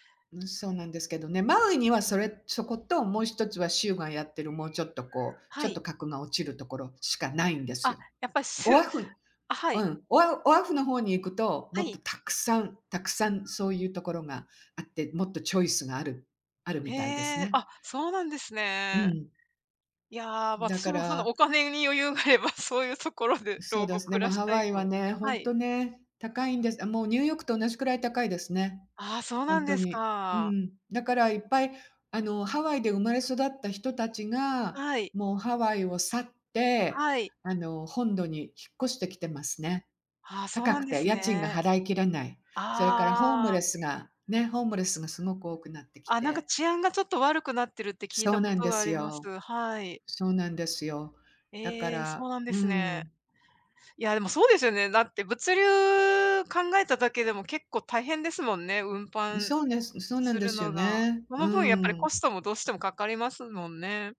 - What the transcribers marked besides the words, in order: laughing while speaking: "お金に余裕があれば、そ … 暮らしたいと"; other background noise
- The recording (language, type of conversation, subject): Japanese, unstructured, 懐かしい場所を訪れたとき、どんな気持ちになりますか？